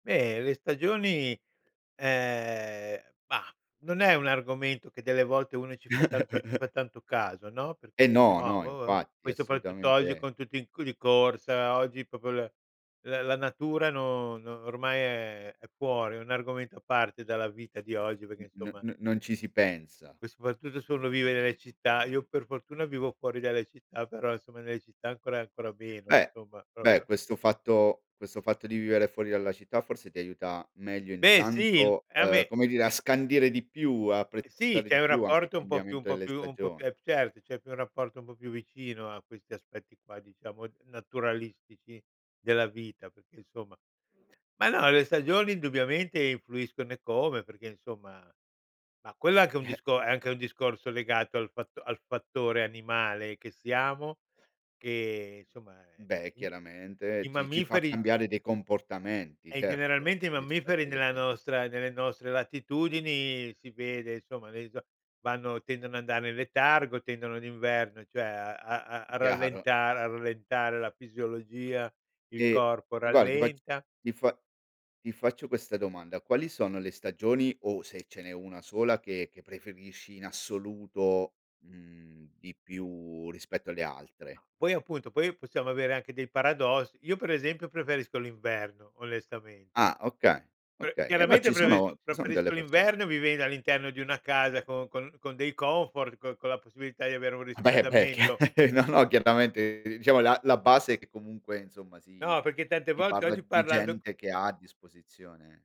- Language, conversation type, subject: Italian, podcast, Come influiscono le stagioni sul tuo umore?
- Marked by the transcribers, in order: drawn out: "ehm"; chuckle; "assolutamente" said as "assutamente"; "proprio" said as "popio"; other background noise; "proprio" said as "propio"; "insomma" said as "nsomma"; unintelligible speech; "guarda" said as "guara"; tapping; laughing while speaking: "Eh beh, eh beh è chia"; chuckle